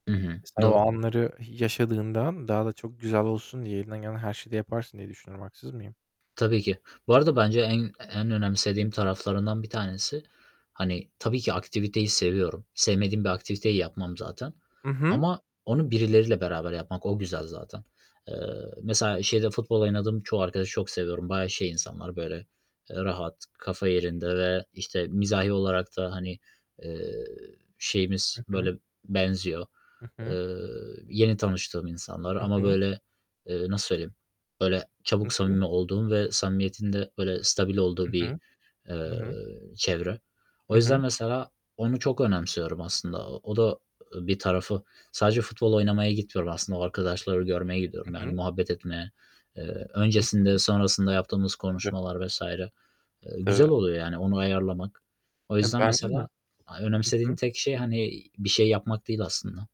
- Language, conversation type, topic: Turkish, unstructured, Sevdiklerinle geçirdiğin zamanı nasıl daha değerli kılarsın?
- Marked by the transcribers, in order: static; distorted speech; other background noise